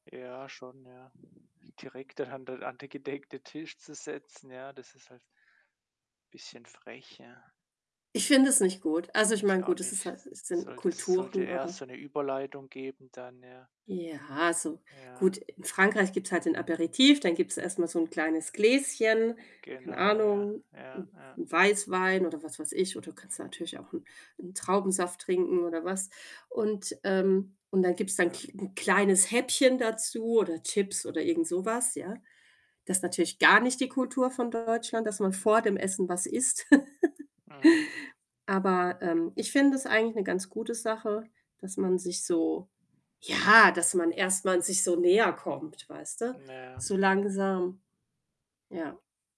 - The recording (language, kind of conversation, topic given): German, unstructured, Wie stehst du zu Menschen, die ständig zu spät kommen?
- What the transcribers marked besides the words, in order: laughing while speaking: "da"; other background noise; distorted speech; chuckle; tapping